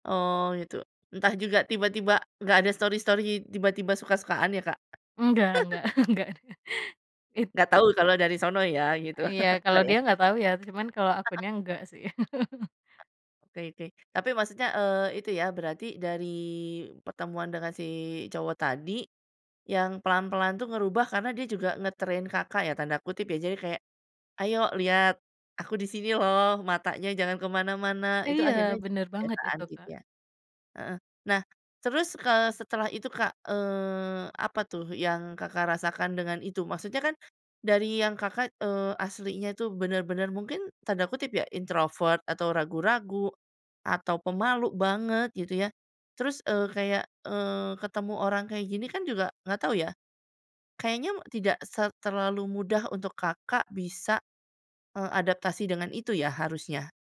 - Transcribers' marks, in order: in English: "story-story"; tapping; laugh; laughing while speaking: "enggak enggak"; laugh; in Javanese: "sono"; chuckle; laugh; other background noise; in English: "nge-train"
- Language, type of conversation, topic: Indonesian, podcast, Kapan pertemuan dengan seseorang mengubah arah hidupmu?